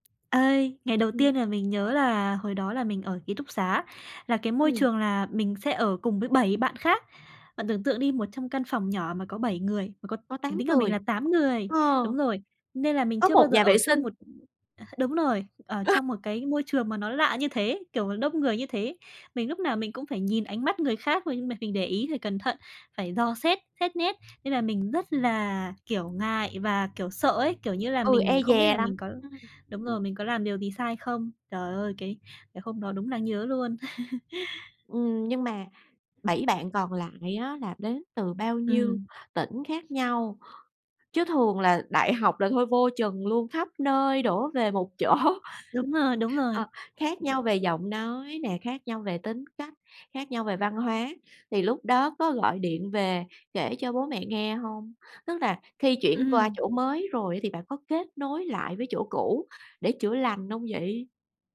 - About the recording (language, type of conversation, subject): Vietnamese, podcast, Bạn đối diện với nỗi sợ thay đổi như thế nào?
- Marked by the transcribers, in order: tapping; other background noise; other noise; laugh; laughing while speaking: "chỗ"